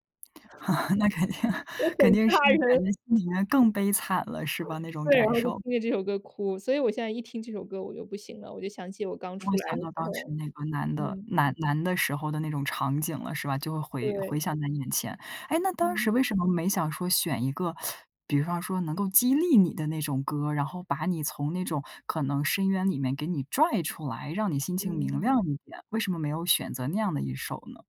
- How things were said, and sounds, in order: laugh; laughing while speaking: "那肯定"; other noise; teeth sucking
- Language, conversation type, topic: Chinese, podcast, 当你心情不好时，你一定会听哪一首歌？